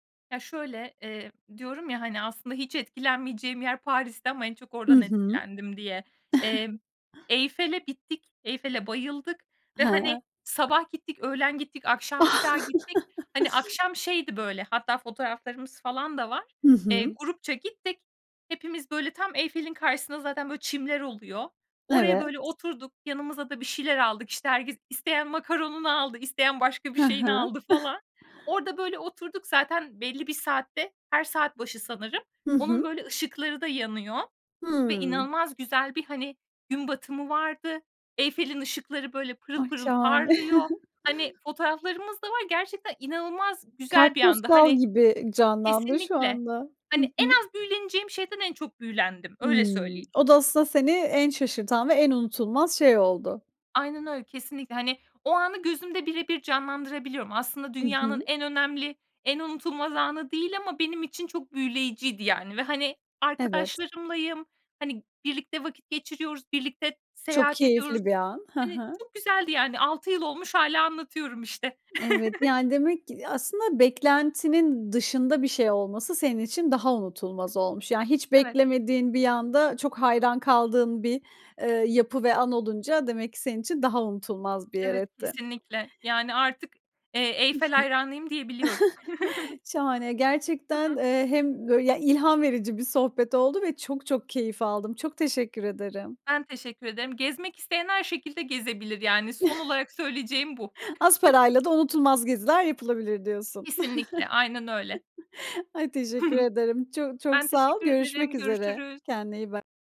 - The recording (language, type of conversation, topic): Turkish, podcast, Az bir bütçeyle unutulmaz bir gezi yaptın mı, nasıl geçti?
- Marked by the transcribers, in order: chuckle; other noise; laugh; other background noise; chuckle; chuckle; chuckle; chuckle; chuckle; chuckle; chuckle; chuckle